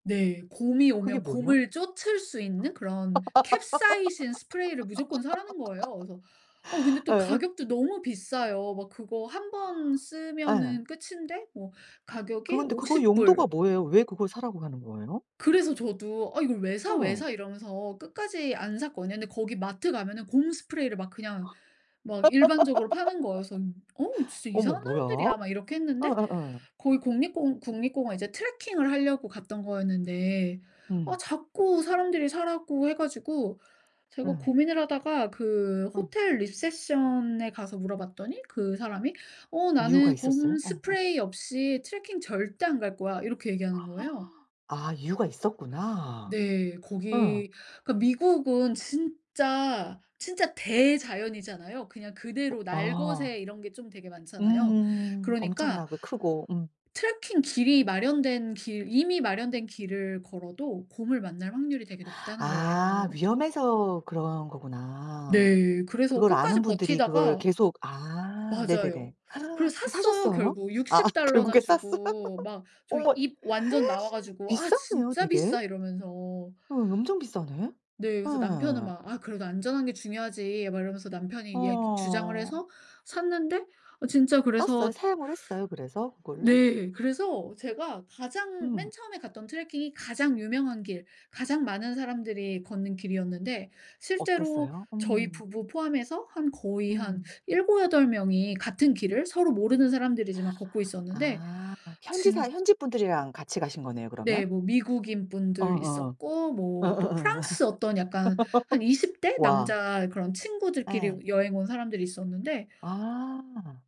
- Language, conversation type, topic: Korean, podcast, 가장 기억에 남는 여행 이야기를 들려주실 수 있나요?
- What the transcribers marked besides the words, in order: other background noise; laugh; laugh; gasp; tapping; laughing while speaking: "아 결국에 샀어요?"; gasp; laughing while speaking: "어어어"; laugh